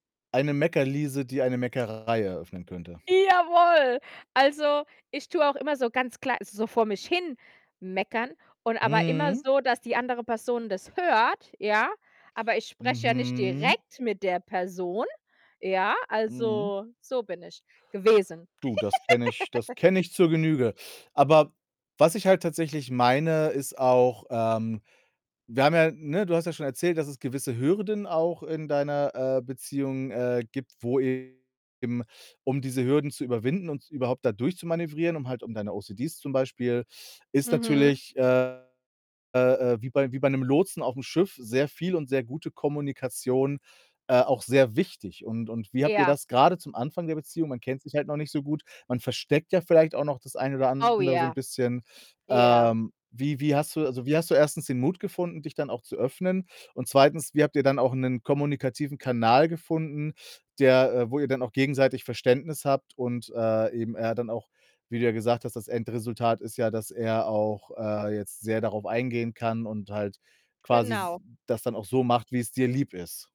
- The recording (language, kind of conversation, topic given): German, unstructured, Welche Rolle spielt Kommunikation in einer Beziehung?
- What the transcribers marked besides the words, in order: distorted speech; joyful: "Jawoll"; stressed: "hört"; drawn out: "Mhm"; stressed: "direkt"; other background noise; giggle; put-on voice: "OCDs"